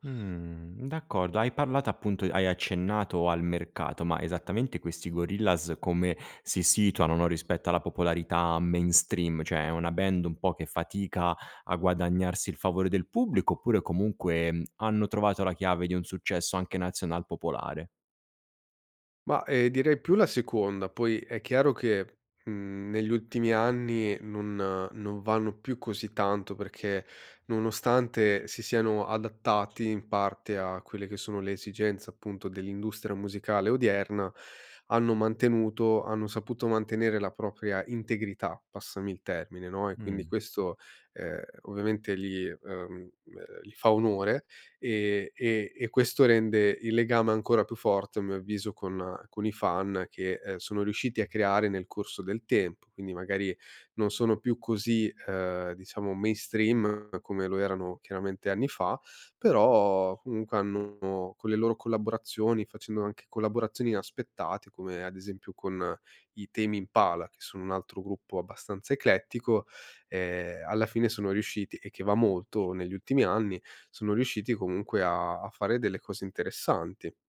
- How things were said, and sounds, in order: drawn out: "Mh"; "Cioè" said as "ciè"; "industria" said as "industra"
- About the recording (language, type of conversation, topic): Italian, podcast, Ci parli di un artista che unisce culture diverse nella sua musica?